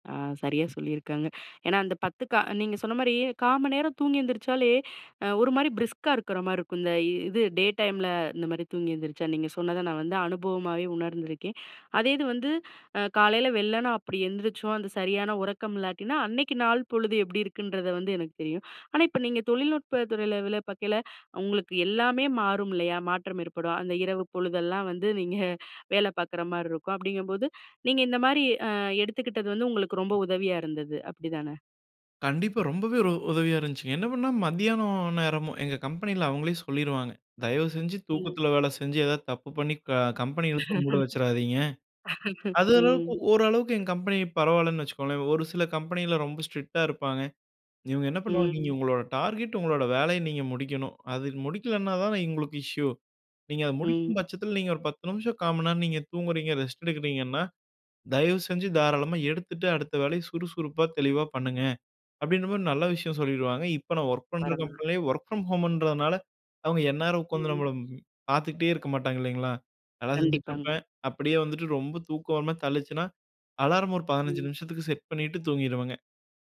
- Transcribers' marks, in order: laugh
- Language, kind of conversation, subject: Tamil, podcast, சிறு தூக்கம் பற்றிய உங்கள் அனுபவம் என்ன?